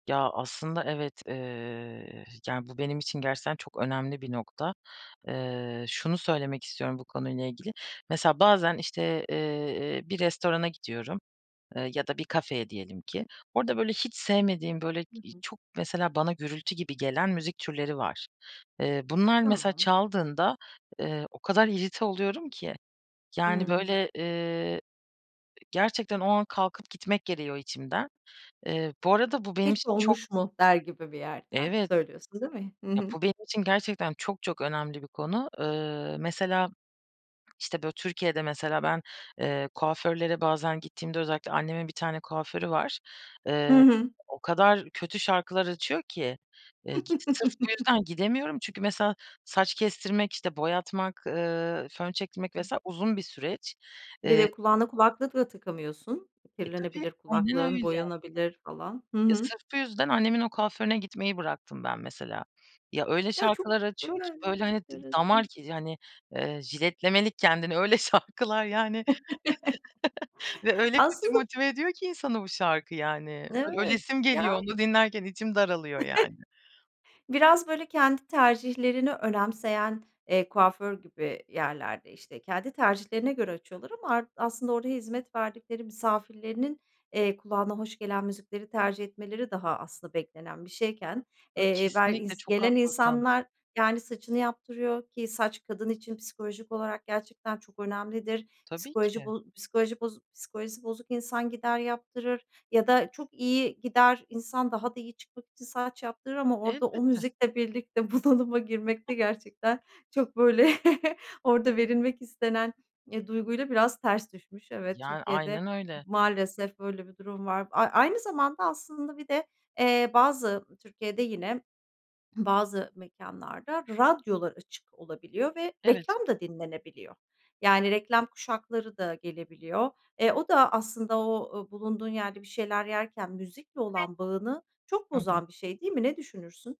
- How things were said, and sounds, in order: other background noise; chuckle; unintelligible speech; laughing while speaking: "şarkılar"; chuckle; tapping; chuckle; chuckle; unintelligible speech; laughing while speaking: "bunalıma"; chuckle; unintelligible speech
- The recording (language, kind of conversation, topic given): Turkish, podcast, Bir şarkı gününü nasıl değiştirebilir?